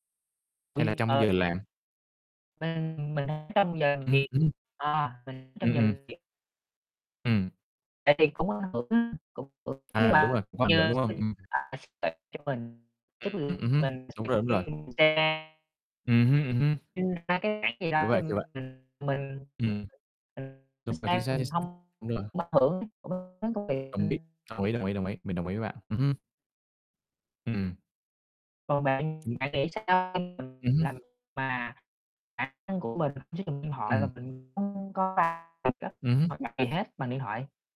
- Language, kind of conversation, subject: Vietnamese, unstructured, Bạn nghĩ sao về việc mọi người sử dụng điện thoại trong giờ làm việc?
- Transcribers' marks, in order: distorted speech; unintelligible speech; static; other background noise; unintelligible speech; unintelligible speech